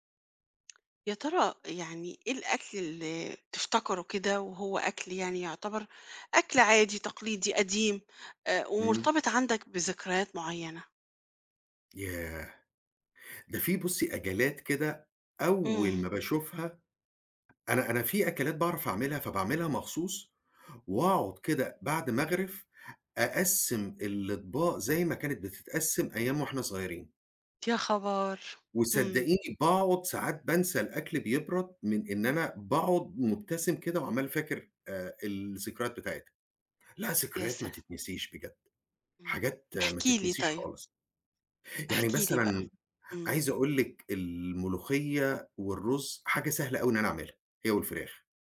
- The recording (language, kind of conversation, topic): Arabic, podcast, إيه الأكلة التقليدية اللي بتفكّرك بذكرياتك؟
- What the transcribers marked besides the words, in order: tapping